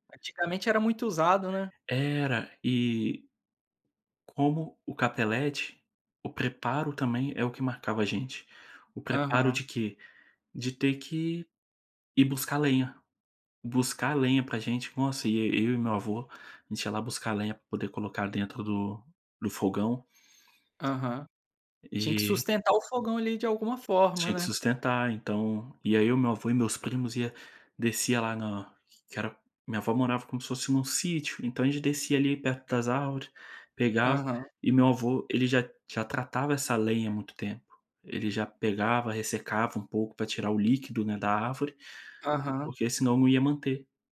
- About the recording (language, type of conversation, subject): Portuguese, podcast, Você tem alguma lembrança de comida da sua infância?
- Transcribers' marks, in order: none